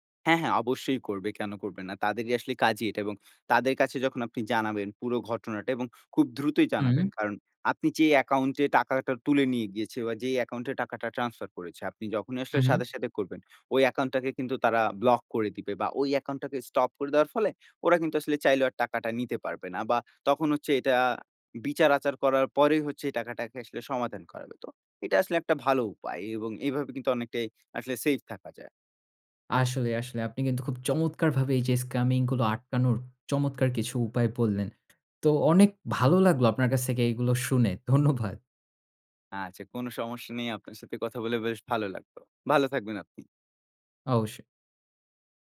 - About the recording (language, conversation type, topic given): Bengali, podcast, আপনি অনলাইনে লেনদেন কীভাবে নিরাপদ রাখেন?
- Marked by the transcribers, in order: other background noise; laughing while speaking: "ধন্যবাদ"